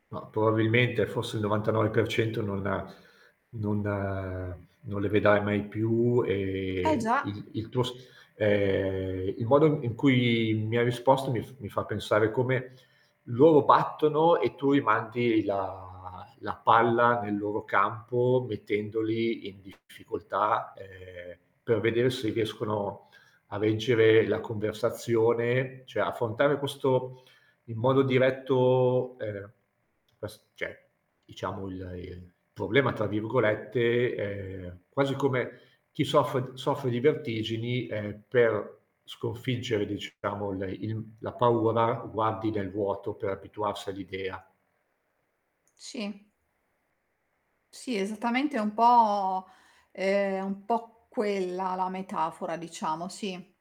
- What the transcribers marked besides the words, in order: static; drawn out: "la"; tapping; distorted speech; "cioè" said as "ceh"
- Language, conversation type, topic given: Italian, podcast, Come affronti la paura di essere giudicato quando condividi qualcosa?